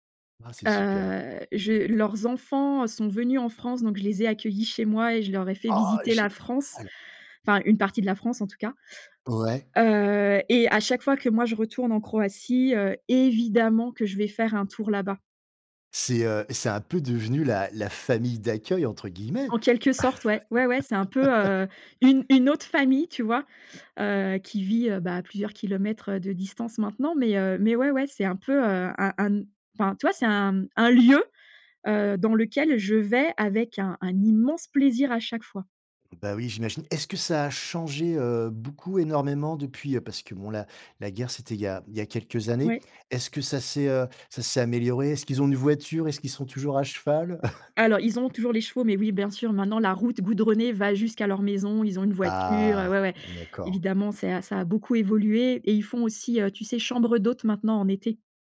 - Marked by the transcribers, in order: drawn out: "Heu"; tapping; surprised: "Oh, génial !"; other background noise; stressed: "évidemment"; laugh; stressed: "lieu"; chuckle; drawn out: "Ah"
- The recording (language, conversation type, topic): French, podcast, Peux-tu raconter une expérience d’hospitalité inattendue ?